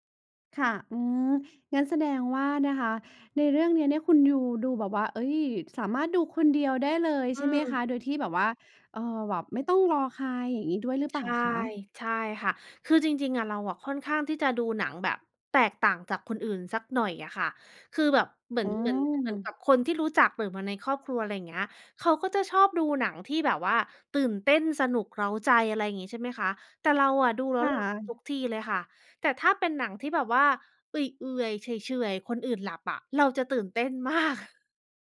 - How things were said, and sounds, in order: laughing while speaking: "มาก"
- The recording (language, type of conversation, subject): Thai, podcast, อะไรที่ทำให้หนังเรื่องหนึ่งโดนใจคุณได้ขนาดนั้น?
- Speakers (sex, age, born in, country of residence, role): female, 35-39, Thailand, Thailand, host; female, 35-39, Thailand, United States, guest